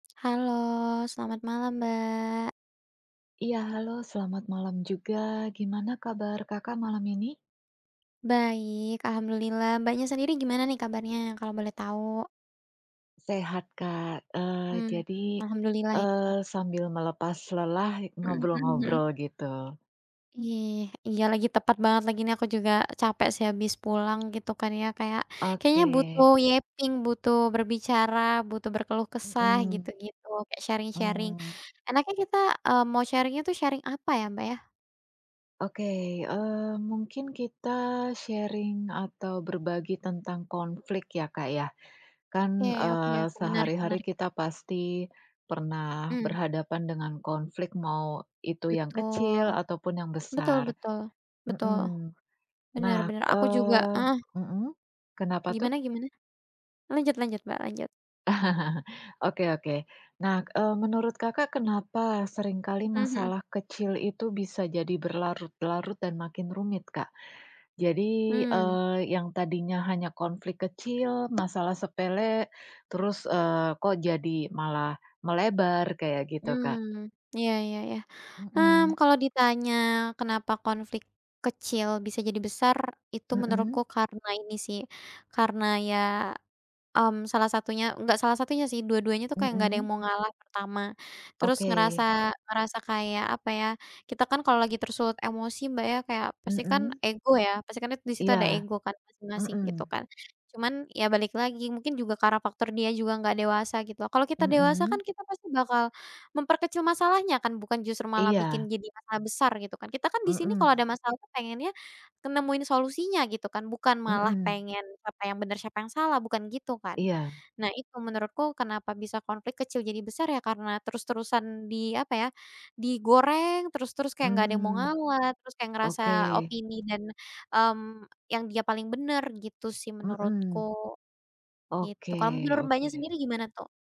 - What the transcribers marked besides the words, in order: alarm; tapping; in English: "yapping"; in English: "sharing-sharing"; in English: "sharing"; in English: "sharing"; in English: "sharing"; other background noise; chuckle; tongue click; tongue click; "ngalah" said as "ngawat"
- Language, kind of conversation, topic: Indonesian, unstructured, Apa yang biasanya membuat konflik kecil menjadi besar?